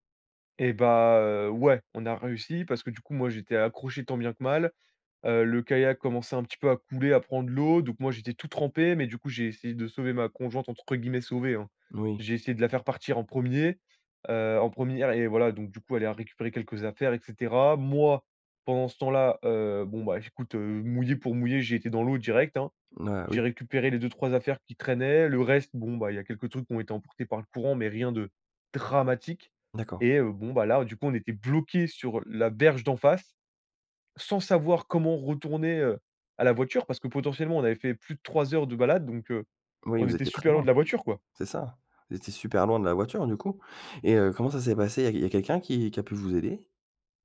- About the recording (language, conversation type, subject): French, podcast, As-tu déjà été perdu et un passant t’a aidé ?
- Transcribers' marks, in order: stressed: "ouais"; stressed: "Moi"; stressed: "dramatique"; other background noise